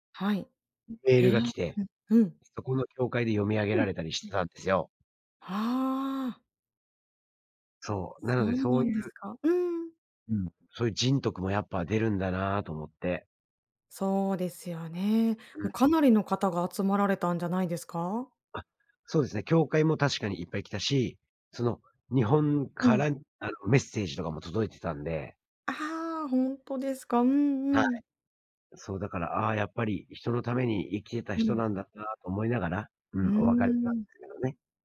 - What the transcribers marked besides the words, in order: other background noise; tapping
- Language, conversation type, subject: Japanese, advice, 退職後に新しい日常や目的を見つけたいのですが、どうすればよいですか？